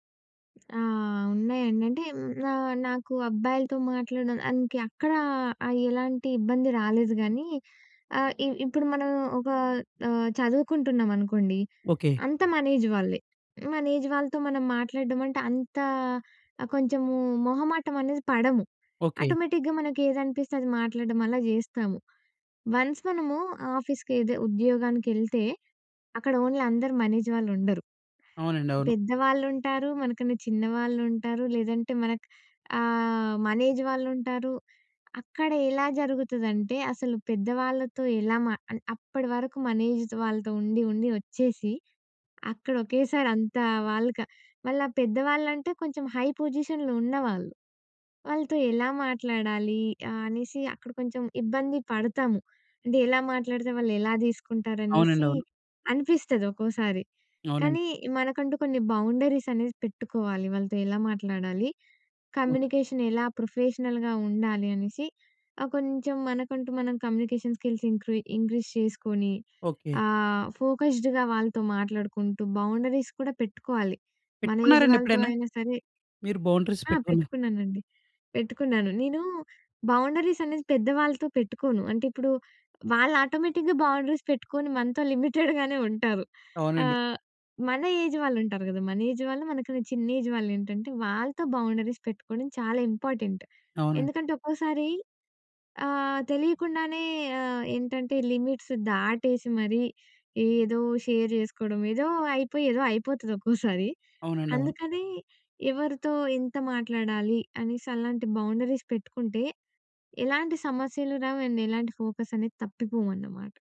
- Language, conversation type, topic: Telugu, podcast, మల్టీటాస్కింగ్ చేయడం మానేసి మీరు ఏకాగ్రతగా పని చేయడం ఎలా అలవాటు చేసుకున్నారు?
- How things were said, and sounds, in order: other background noise; in English: "ఏజ్"; in English: "ఏజ్"; in English: "ఆటోమేటిక్‌గా"; in English: "వన్స్"; in English: "ఆఫీస్"; in English: "ఓన్లీ"; in English: "ఏజ్"; in English: "ఏజ్"; in English: "ఏజ్"; in English: "హై పొజిషన్‍లో"; in English: "కమ్యూనికేషన్"; in English: "ప్రొఫెషనల్‌గా"; in English: "కమ్యూనికేషన్ స్కిల్స్ ఇంక్రీ ఇంక్రీజ్"; in English: "ఫోకస్డ్‌గా"; in English: "బౌండరీస్"; in English: "ఏజ్"; in English: "బౌండరీస్"; in English: "ఆటోమేటిక్‌గా బౌండరీస్"; tapping; in English: "లిమిటెడ్‍గానే"; in English: "ఏజ్"; in English: "ఏజ్"; in English: "ఏజ్"; in English: "బౌండరీస్"; in English: "ఇంపార్టెంట్"; in English: "లిమిట్స్"; in English: "షేర్"; in English: "బౌండరీస్"; in English: "అండ్"